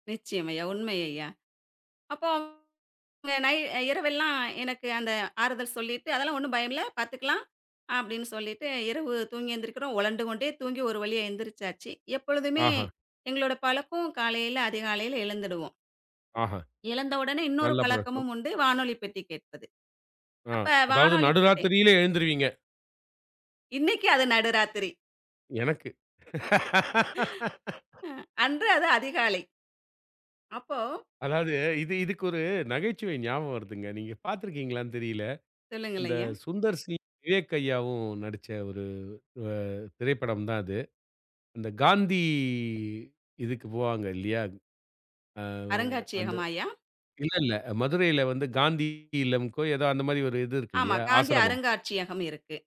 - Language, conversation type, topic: Tamil, podcast, பெரிய ஒரு திருப்பம் வந்த நேரத்தில் உங்களுக்கு துணையாக இருந்த பாடல் ஏதாவது இருந்ததா, அது உங்களுக்கு எப்படி உதவியது?
- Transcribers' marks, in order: chuckle; laugh; drawn out: "அ"